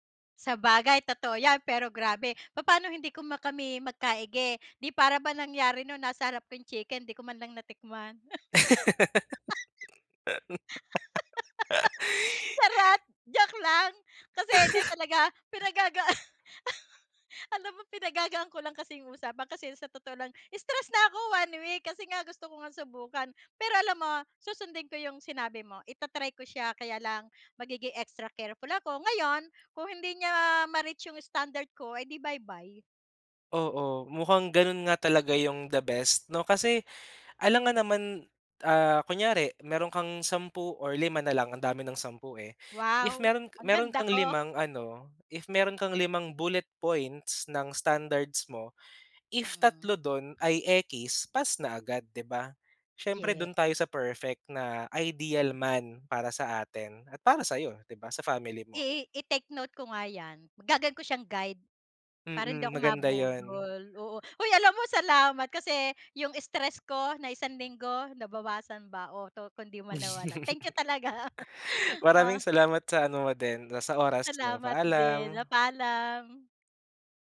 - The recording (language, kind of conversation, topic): Filipino, advice, Bakit ako natatakot na subukan muli matapos ang paulit-ulit na pagtanggi?
- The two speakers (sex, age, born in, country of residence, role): female, 55-59, Philippines, Philippines, user; male, 25-29, Philippines, Philippines, advisor
- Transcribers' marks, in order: joyful: "Sabagay, totoo 'yan, pero grabe! … Pero alam mo"; laugh; laughing while speaking: "pinagagaan"; laugh; laugh; laughing while speaking: "talaga"; laugh